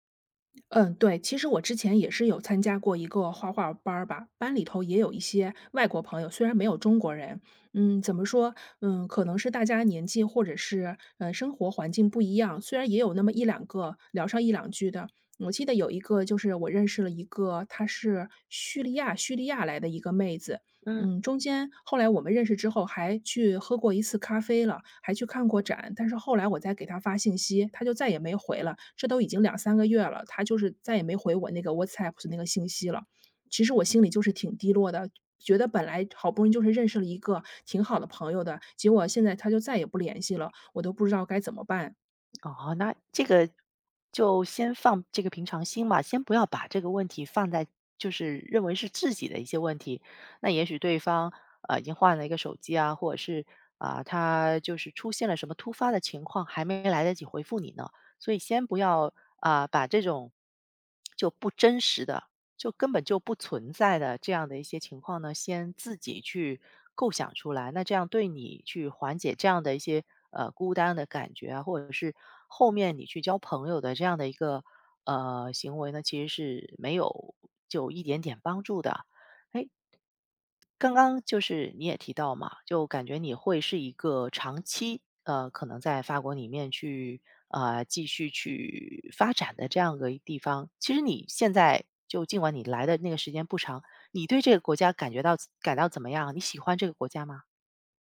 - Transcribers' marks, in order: other background noise; tapping; "自己" said as "至己"; lip smack
- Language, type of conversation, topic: Chinese, advice, 搬到新城市后感到孤单，应该怎么结交朋友？